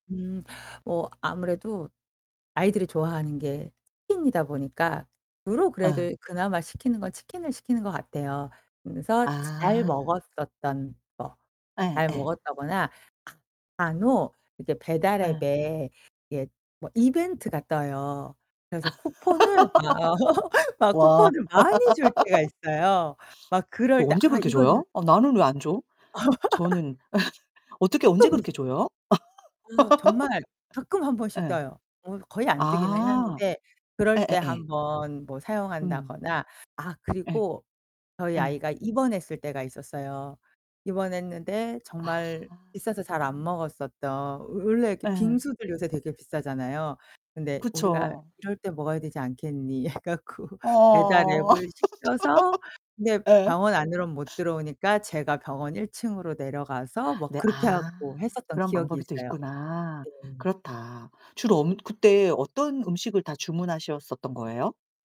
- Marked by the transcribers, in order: mechanical hum; distorted speech; tapping; laugh; laugh; unintelligible speech; laugh; laugh; laughing while speaking: "해 갖고"; laugh
- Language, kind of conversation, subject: Korean, podcast, 배달 앱을 보통 어떤 습관으로 사용하시나요?